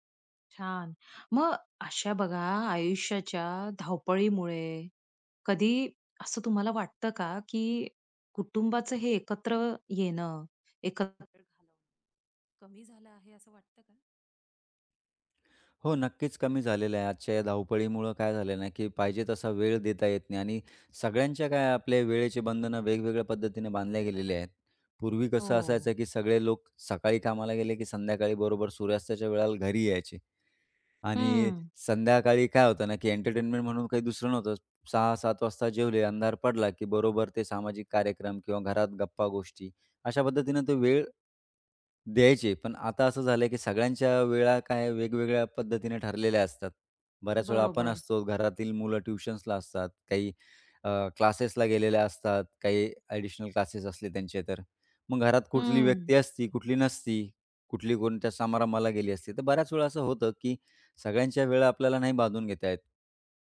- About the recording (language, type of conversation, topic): Marathi, podcast, कुटुंबासाठी एकत्र वेळ घालवणे किती महत्त्वाचे आहे?
- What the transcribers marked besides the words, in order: other background noise; unintelligible speech; in English: "अ‍ॅडिशनल"